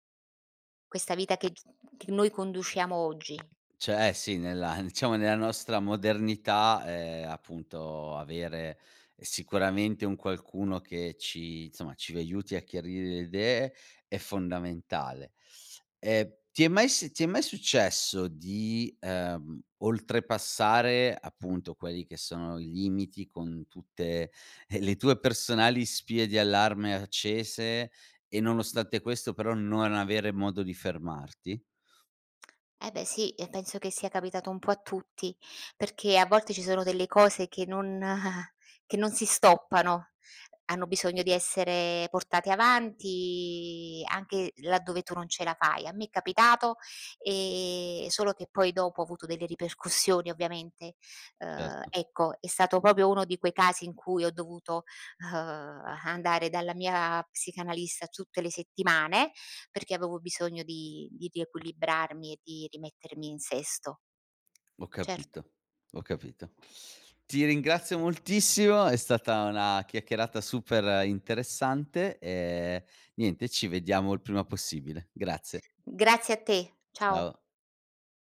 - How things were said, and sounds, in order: "conduciamo" said as "condusciamo"; "Cioè" said as "ceh"; chuckle; "diciamo" said as "ciamo"; "insomma" said as "nzomma"; chuckle; chuckle; tapping; "proprio" said as "propio"; other background noise; "Ciao" said as "ao"
- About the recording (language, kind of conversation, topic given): Italian, podcast, Come gestisci lo stress nella vita di tutti i giorni?